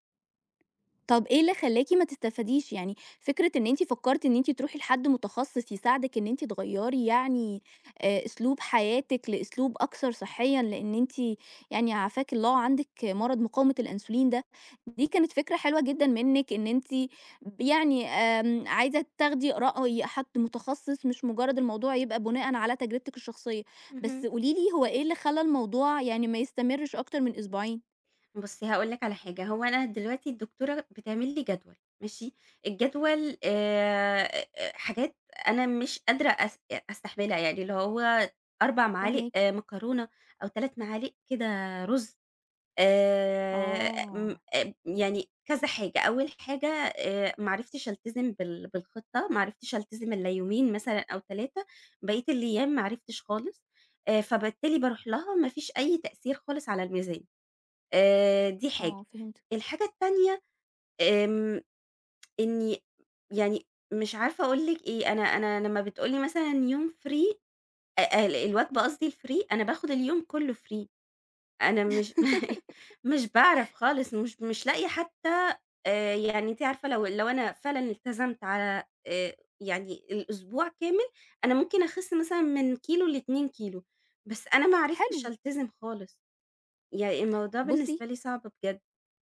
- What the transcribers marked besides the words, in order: other background noise; tapping; tsk; in English: "free"; in English: "free"; in English: "free"; laugh
- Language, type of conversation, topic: Arabic, advice, إزاي أبدأ خطة أكل صحية عشان أخس؟